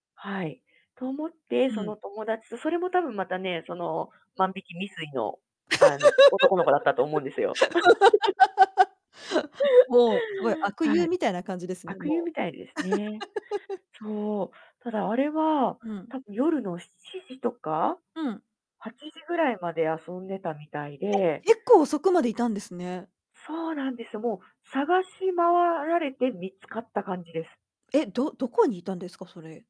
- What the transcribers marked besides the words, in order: distorted speech; laugh; laugh; laugh
- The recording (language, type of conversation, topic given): Japanese, podcast, 子どものころ、近所でどんな遊びをして、どんな思い出がありますか？